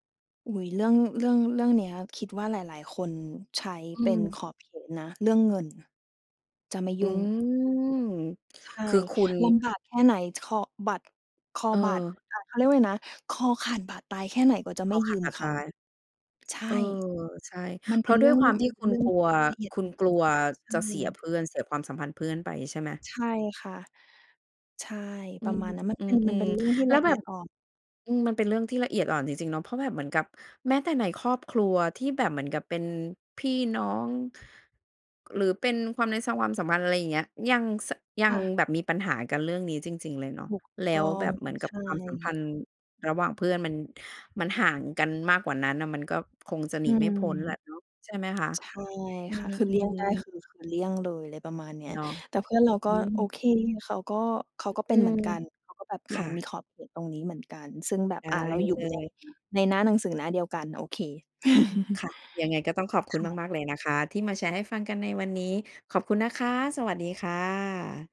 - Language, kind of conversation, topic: Thai, podcast, ความสัมพันธ์แบบไหนที่ช่วยเติมความหมายให้ชีวิตคุณ?
- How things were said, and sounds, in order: tapping; other background noise; chuckle